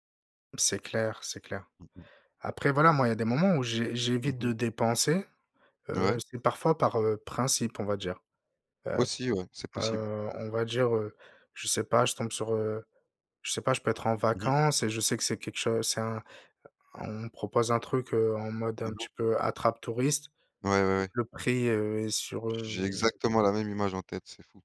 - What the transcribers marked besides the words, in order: other background noise
- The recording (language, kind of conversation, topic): French, unstructured, Comment décidez-vous quand dépenser ou économiser ?